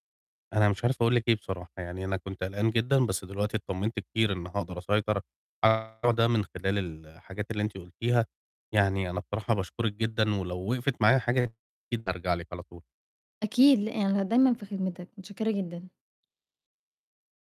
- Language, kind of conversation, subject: Arabic, advice, إزاي أقدر أسيطر على ديون بطاقات الائتمان اللي متراكمة عليّا؟
- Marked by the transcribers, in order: distorted speech